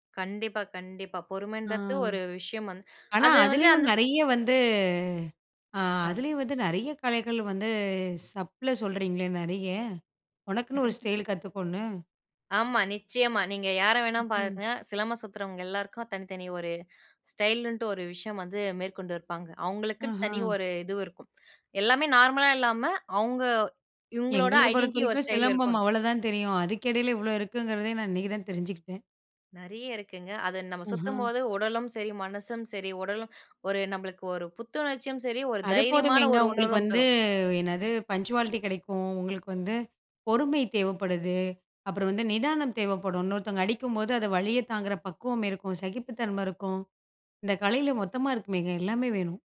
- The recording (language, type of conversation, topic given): Tamil, podcast, அதை கற்றுக்கொள்ள உங்களை தூண்டிய காரணம் என்ன?
- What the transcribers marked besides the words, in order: in English: "சப்ல"; laugh; in English: "ஐடென்டி"; in English: "பங்சுவாலிட்டி"